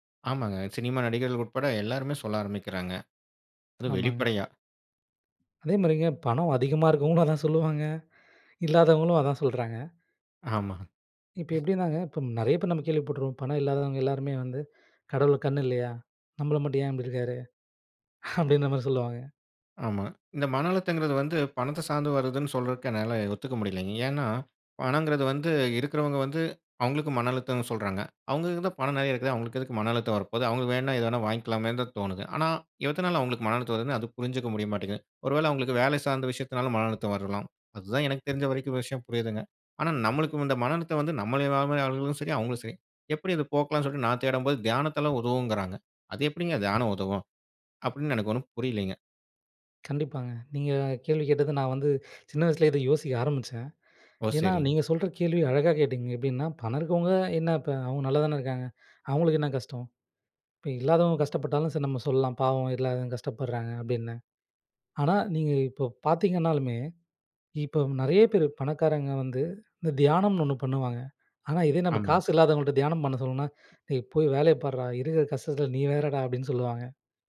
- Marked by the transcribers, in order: laughing while speaking: "பணம் அதிகமா இருக்கிறவங்களும் அதான் சொல்லுவாங்க"; other noise; inhale; laughing while speaking: "ஏன் இப்படி இருக்காரு அப்படின்ற மாரி சொல்லுவாங்க"; surprised: "அவங்களுக்கு எதுக்கு மன அழுத்தம் வர போகுது?"; anticipating: "அது எப்படிங்க தியானம் உதவும்?"; inhale; laughing while speaking: "ஆனா இதே நம்ம காசு இல்லாதவங்கள்ட்ட … வேறடா அப்படின்னு சொல்லுவாங்க"
- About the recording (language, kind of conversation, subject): Tamil, podcast, பணச்சுமை இருக்கும்போது தியானம் எப்படி உதவும்?